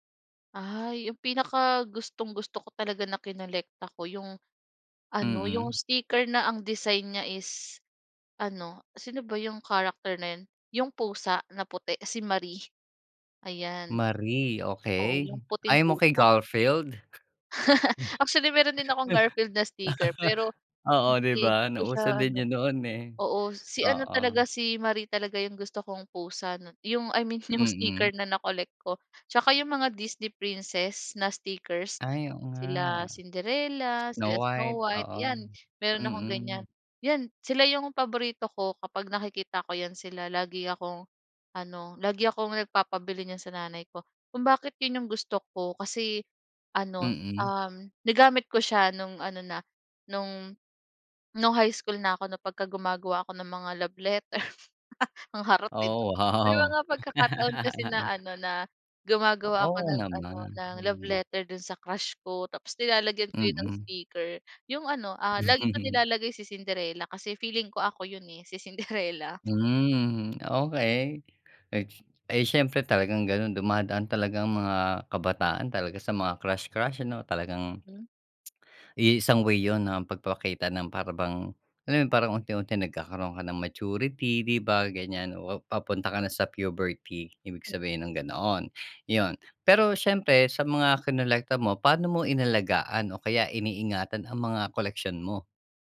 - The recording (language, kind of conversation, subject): Filipino, podcast, May koleksyon ka ba noon, at bakit mo ito kinolekta?
- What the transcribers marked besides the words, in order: laugh; chuckle; tapping; chuckle; laugh; chuckle